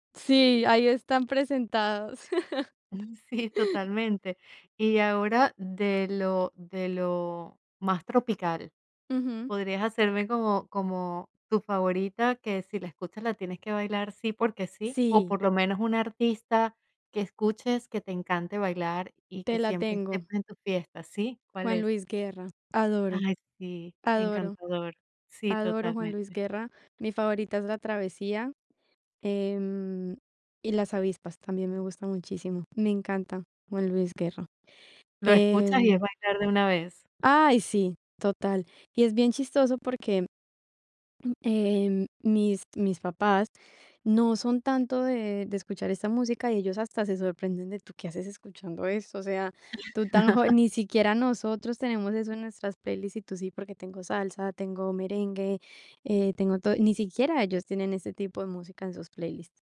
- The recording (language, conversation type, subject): Spanish, podcast, ¿Qué canción recomendarías a alguien que quiere conocerte mejor?
- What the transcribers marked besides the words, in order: tapping; laughing while speaking: "sí"; chuckle; throat clearing; other background noise; chuckle